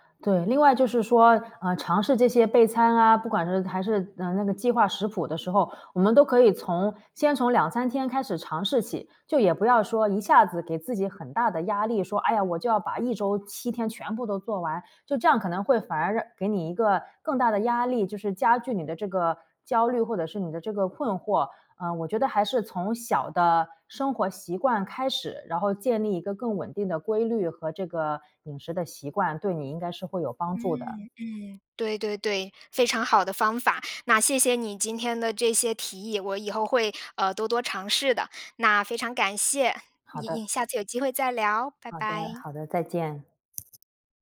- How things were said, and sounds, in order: other background noise
- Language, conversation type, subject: Chinese, advice, 你想如何建立稳定规律的饮食和备餐习惯？